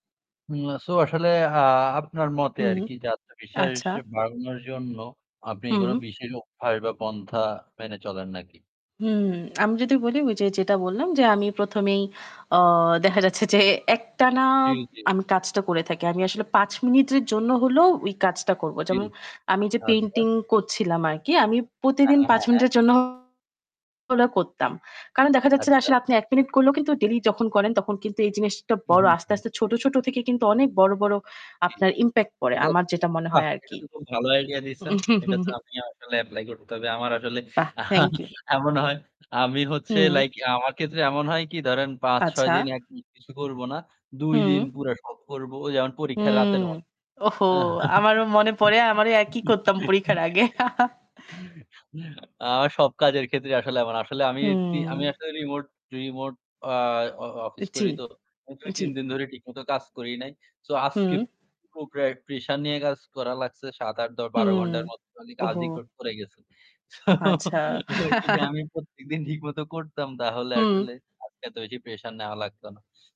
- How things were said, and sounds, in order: static; distorted speech; other background noise; in English: "impact"; tapping; chuckle; chuckle; chuckle; chuckle; chuckle; chuckle
- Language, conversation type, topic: Bengali, unstructured, নিজের প্রতি বিশ্বাস কীভাবে বাড়ানো যায়?